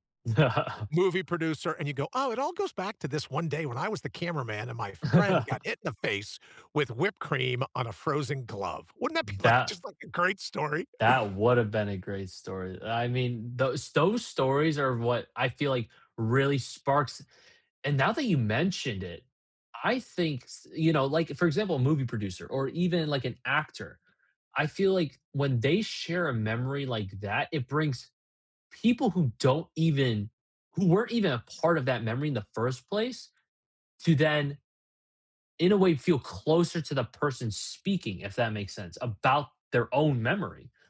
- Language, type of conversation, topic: English, unstructured, How do shared memories bring people closer together?
- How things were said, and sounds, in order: laugh; laugh; laughing while speaking: "just like a"